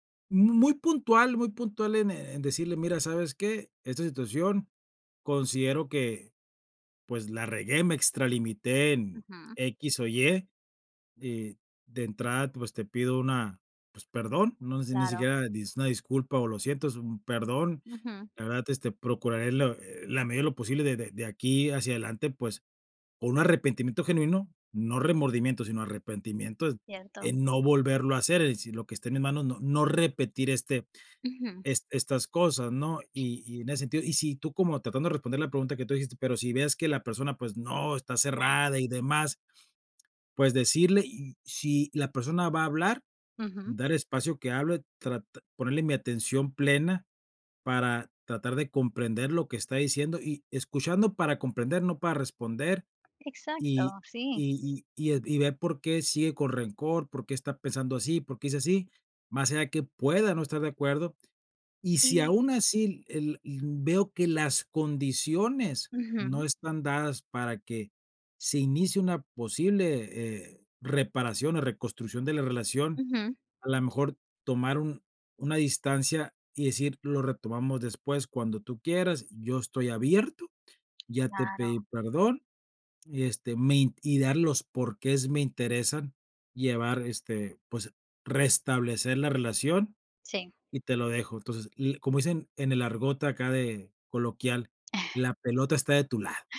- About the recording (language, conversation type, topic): Spanish, podcast, ¿Cómo puedes empezar a reparar una relación familiar dañada?
- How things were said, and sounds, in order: other background noise; other noise; sniff; tapping